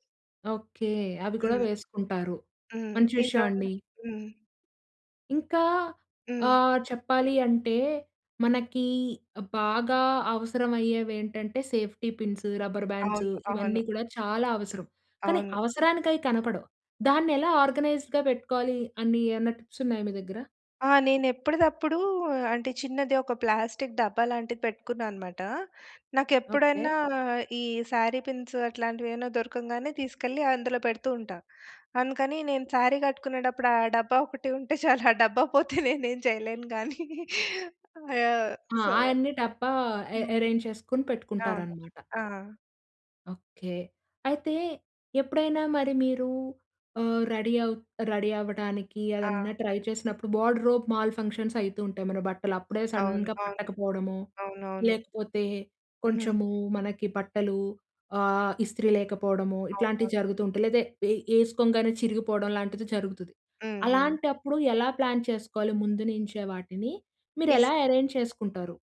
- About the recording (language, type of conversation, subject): Telugu, podcast, మీ గార్డ్రోబ్‌లో ఎప్పుడూ ఉండాల్సిన వస్తువు ఏది?
- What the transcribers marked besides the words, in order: in English: "సేఫ్టీ పిన్స్, రబ్బర్ బాండ్స్"; in English: "ఆర్గనైజ్‌డ్‌గా"; in English: "టిప్స్"; in English: "ప్లాస్టిక్"; in English: "శారీ పిన్స్"; in English: "శారీ"; laughing while speaking: "ఒకటి ఉంటే చాలు ఆ డబ్బా పోతే నేనేం చెయ్యలేను గానీ, యాహ్! సో"; in English: "సో"; in English: "ఎ ఎరేంజ్"; in English: "ట్రై"; in English: "వార్డ్‌రోబ్ మాల్ ఫంక్షన్స్"; in English: "సడన్‌గా"; in English: "ప్లాన్"; in English: "ఎరేంజ్"